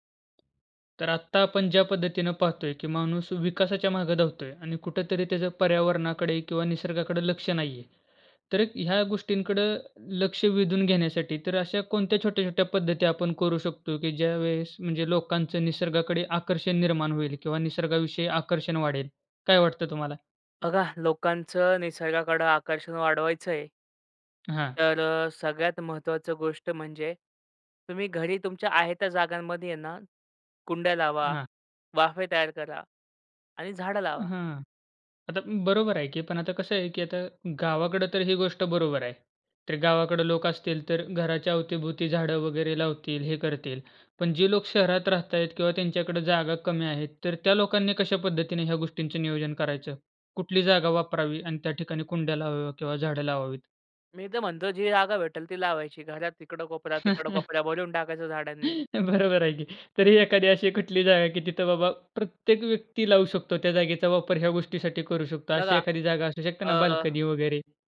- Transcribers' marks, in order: tapping; laugh; laughing while speaking: "बरोबर आहे की. तरी एखादी अशी कुठली जागा"
- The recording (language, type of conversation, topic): Marathi, podcast, घरात साध्या उपायांनी निसर्गाविषयीची आवड कशी वाढवता येईल?